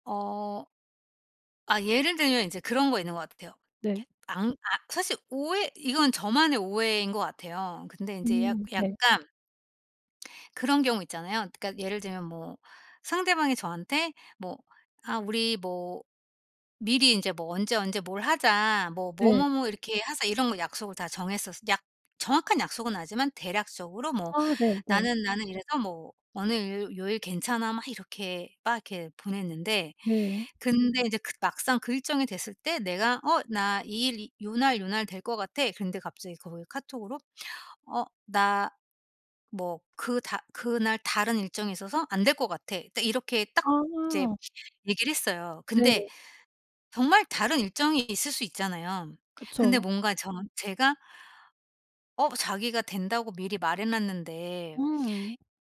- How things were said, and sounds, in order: tapping; other background noise
- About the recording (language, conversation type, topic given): Korean, podcast, 문자나 카톡 때문에 오해가 생긴 적이 있나요?